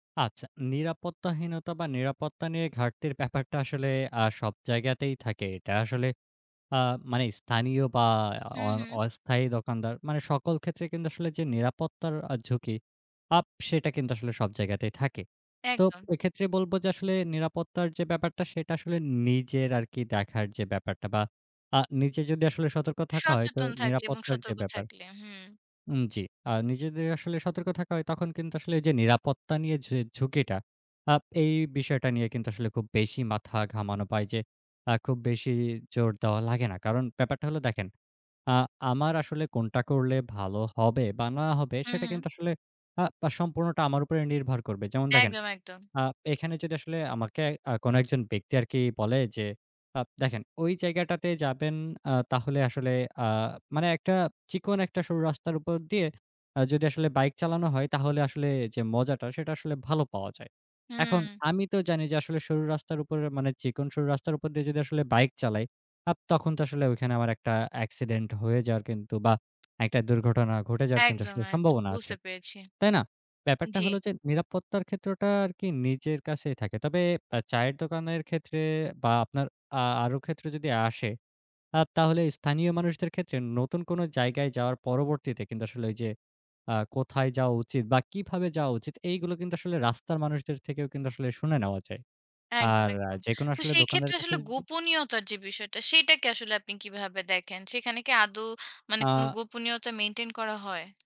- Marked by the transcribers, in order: tapping
- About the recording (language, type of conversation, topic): Bengali, podcast, স্থানীয় মানুষের গল্প শুনতে আপনি কীভাবে শুরু করবেন?